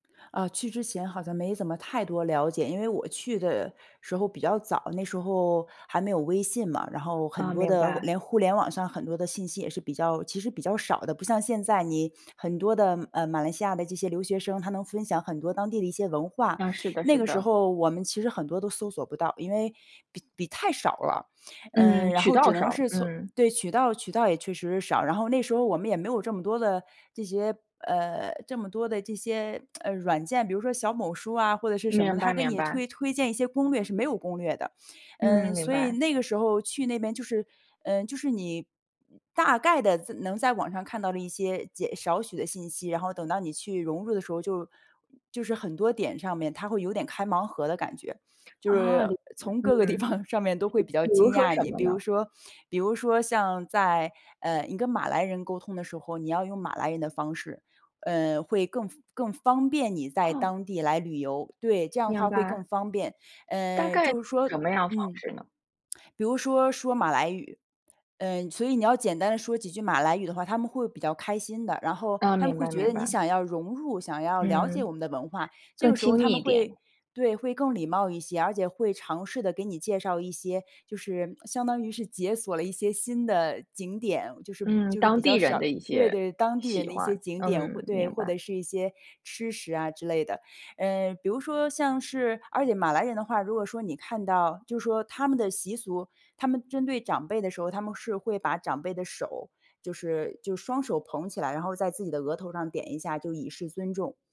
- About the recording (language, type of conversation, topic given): Chinese, podcast, 旅行中最让你惊讶的文化差异是什么？
- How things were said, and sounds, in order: tsk; other background noise; laughing while speaking: "地方"